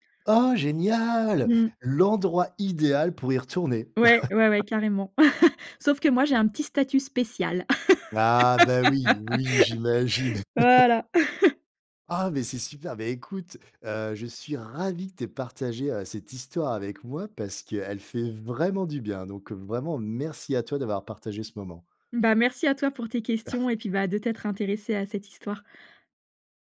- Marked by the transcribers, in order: joyful: "Oh, génial ! L'endroit idéal pour y retourner !"; laugh; chuckle; drawn out: "Ah"; laugh; chuckle; chuckle
- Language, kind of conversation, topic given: French, podcast, Peux-tu raconter une expérience d’hospitalité inattendue ?